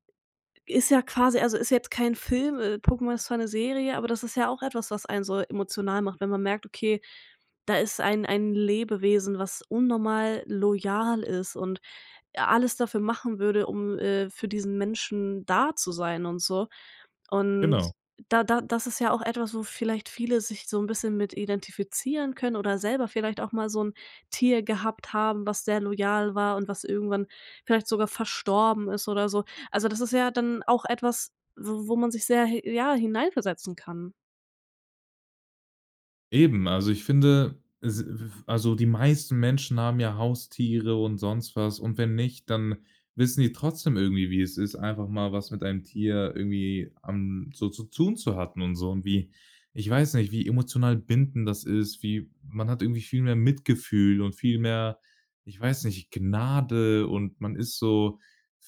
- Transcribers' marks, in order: unintelligible speech
- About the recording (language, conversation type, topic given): German, podcast, Was macht einen Film wirklich emotional?